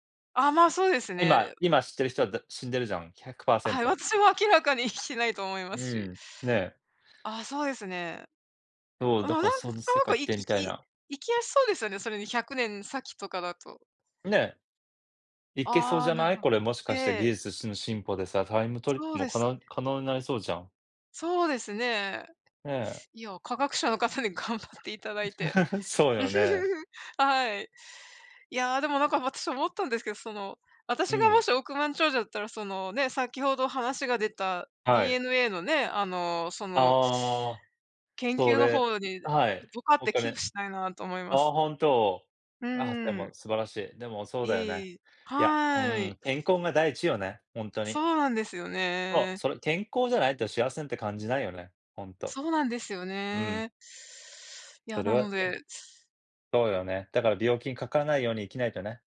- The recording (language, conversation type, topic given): Japanese, unstructured, 技術の進歩によって幸せを感じたのはどんなときですか？
- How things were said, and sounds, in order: chuckle